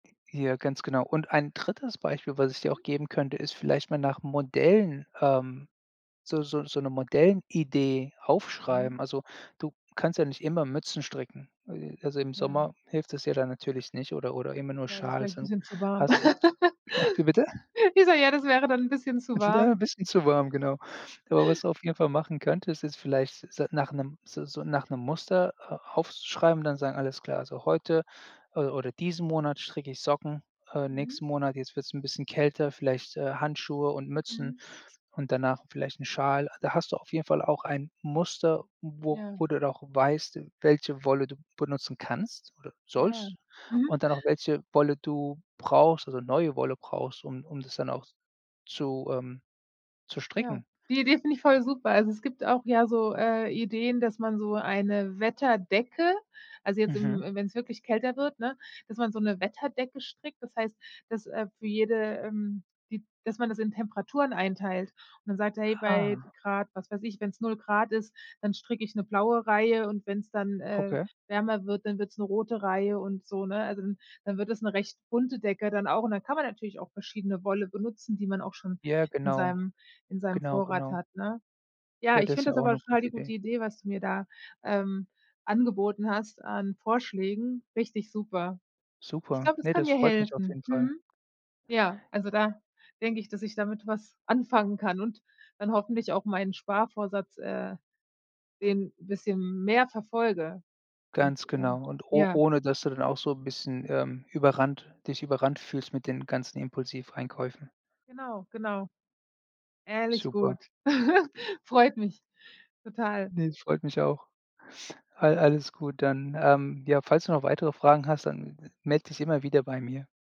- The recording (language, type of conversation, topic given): German, advice, Warum kaufe ich trotz Sparvorsatz immer wieder impulsiv ein?
- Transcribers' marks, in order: "Modellidee" said as "Modellenidee"; other noise; laugh; chuckle; other background noise; unintelligible speech; chuckle; drawn out: "Ah"; giggle